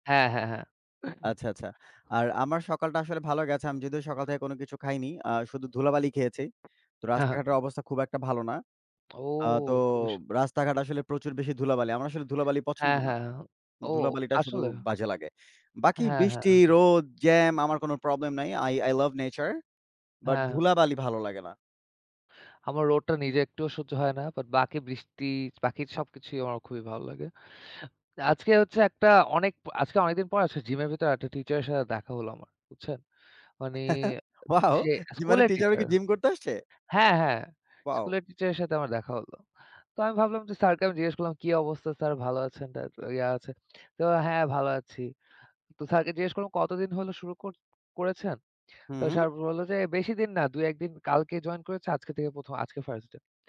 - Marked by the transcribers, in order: sneeze; other background noise; in English: "আই আই লাভ নেচার"; "মানে" said as "মানি"; chuckle; laughing while speaking: "ওয়াও! জি মানে, টিচারও কি জিম করতে আসছে?"
- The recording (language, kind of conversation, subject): Bengali, unstructured, শিক্ষকের ভূমিকা কীভাবে একজন ছাত্রের জীবনে প্রভাব ফেলে?
- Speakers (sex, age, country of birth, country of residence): male, 25-29, Bangladesh, Bangladesh; male, 25-29, Bangladesh, Bangladesh